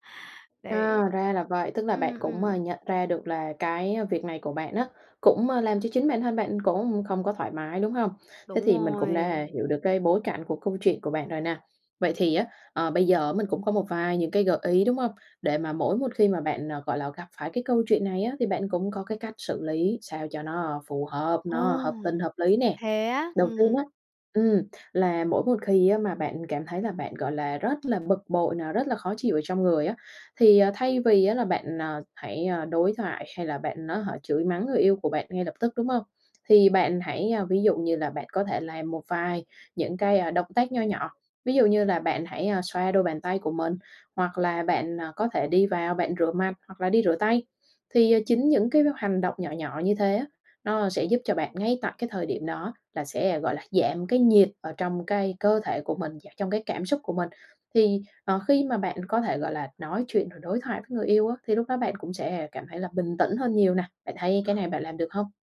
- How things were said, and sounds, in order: other background noise; tapping
- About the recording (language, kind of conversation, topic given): Vietnamese, advice, Làm sao xử lý khi bạn cảm thấy bực mình nhưng không muốn phản kháng ngay lúc đó?